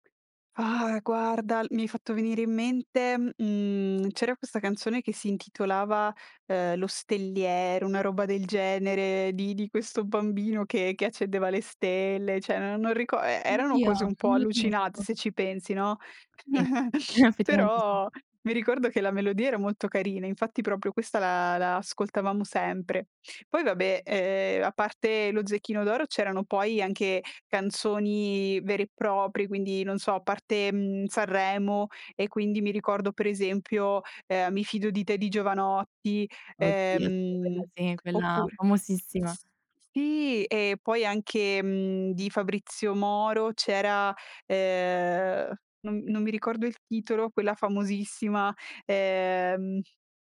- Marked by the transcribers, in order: exhale; "cioè" said as "ceh"; chuckle
- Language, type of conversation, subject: Italian, podcast, Qual è la colonna sonora della tua infanzia?